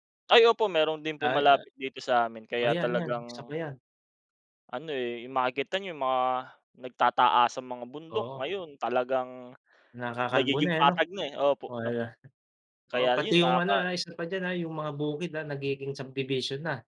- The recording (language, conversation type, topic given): Filipino, unstructured, Ano ang mga ginagawa mo para makatulong sa paglilinis ng kapaligiran?
- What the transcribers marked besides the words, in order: tapping; gasp; wind